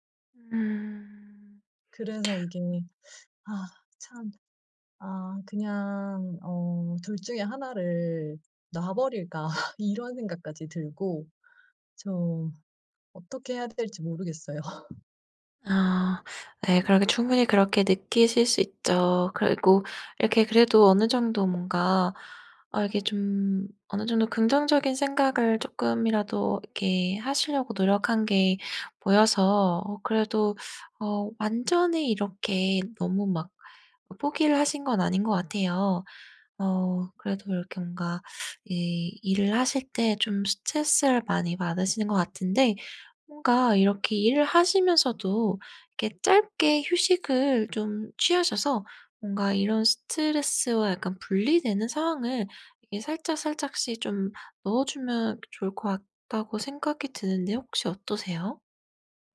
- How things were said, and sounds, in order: teeth sucking; laugh; tapping
- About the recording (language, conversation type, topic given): Korean, advice, 일과 삶의 균형 문제로 번아웃 직전이라고 느끼는 상황을 설명해 주실 수 있나요?